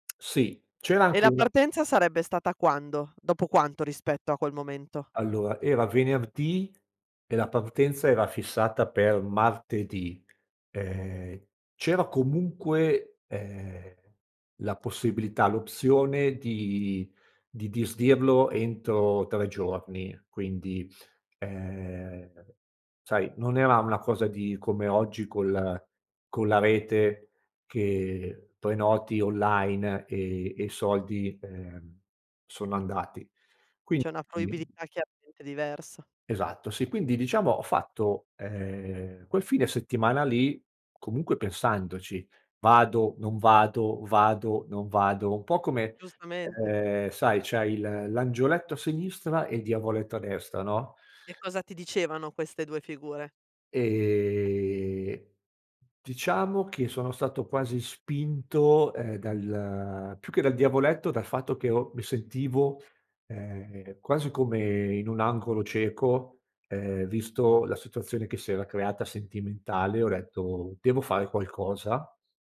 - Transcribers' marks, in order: tapping
- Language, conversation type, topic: Italian, podcast, Qual è un viaggio che ti ha cambiato la vita?